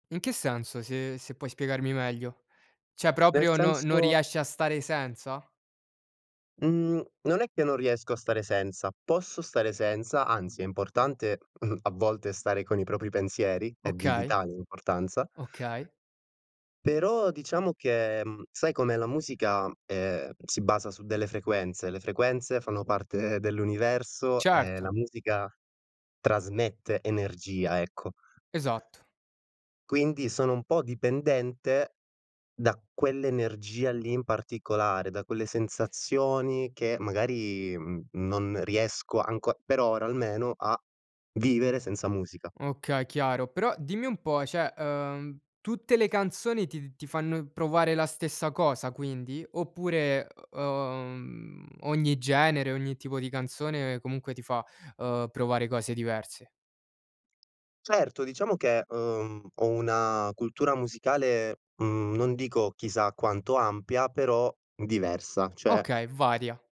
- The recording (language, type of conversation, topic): Italian, podcast, Quale canzone ti fa sentire a casa?
- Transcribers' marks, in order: laughing while speaking: "parte"; "cioè" said as "ceh"